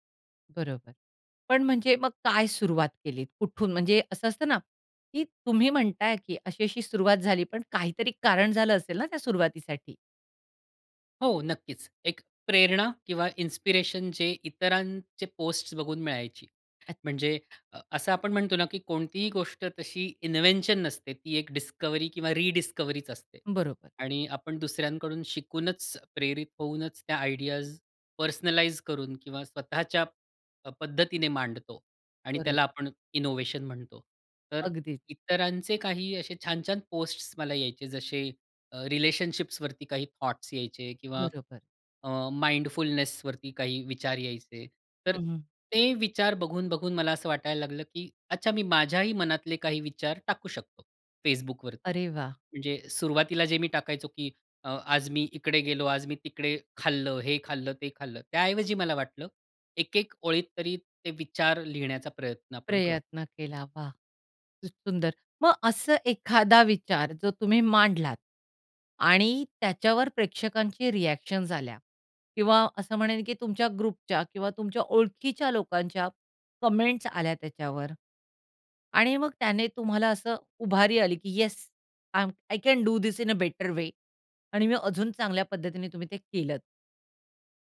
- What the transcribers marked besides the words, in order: in English: "इन्स्पिरेशन"; tapping; in English: "इन्व्हेंशन"; in English: "डिस्कव्हरी"; in English: "रिडिस्कव्हरीचं"; in English: "आयडियाज पर्सनलाइज"; in English: "इनोव्हेशन"; in English: "रिलेशनशिप्सवरती"; in English: "थॉट्स"; in English: "माइंडफुलनेसवरती"; in English: "रिॲक्शन्स"; in English: "ग्रुपच्या"; in English: "कॉमेंट्स"; in English: "यस, आय ॲम आय कॅन डू धिस इन अ बेटर वे"
- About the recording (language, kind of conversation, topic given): Marathi, podcast, सोशल मीडियामुळे तुमचा सर्जनशील प्रवास कसा बदलला?